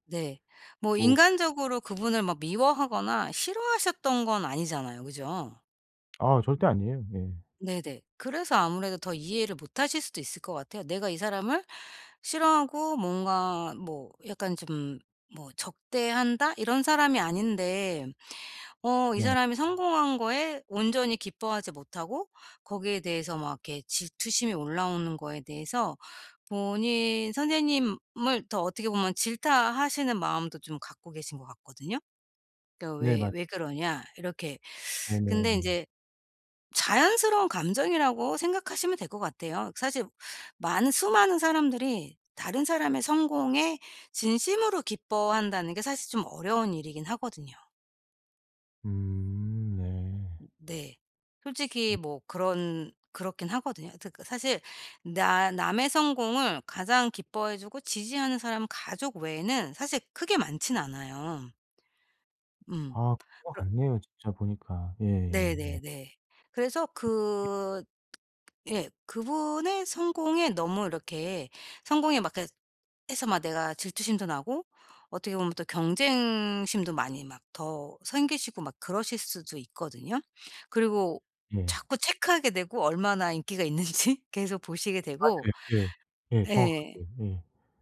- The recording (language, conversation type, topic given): Korean, advice, 친구가 잘될 때 질투심이 드는 저는 어떻게 하면 좋을까요?
- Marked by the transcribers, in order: other background noise; tapping; teeth sucking; laughing while speaking: "있는지"